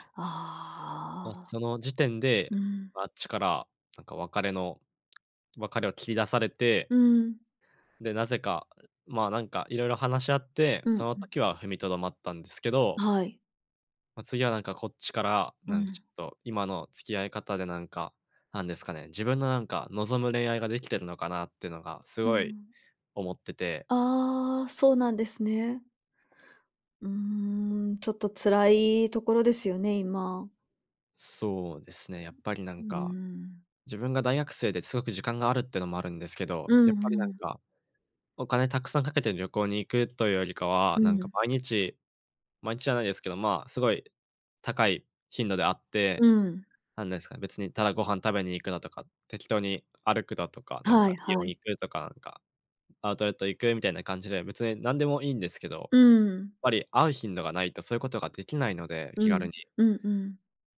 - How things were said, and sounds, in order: other noise
- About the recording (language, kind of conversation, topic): Japanese, advice, 長年のパートナーとの関係が悪化し、別れの可能性に直面したとき、どう向き合えばよいですか？